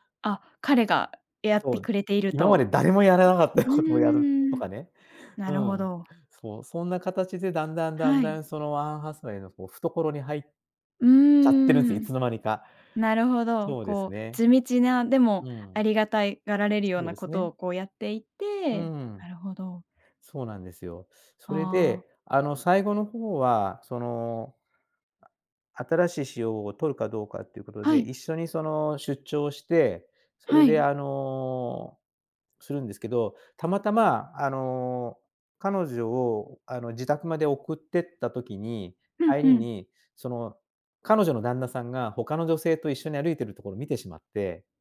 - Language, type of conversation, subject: Japanese, podcast, どの映画のシーンが一番好きですか？
- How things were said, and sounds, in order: other noise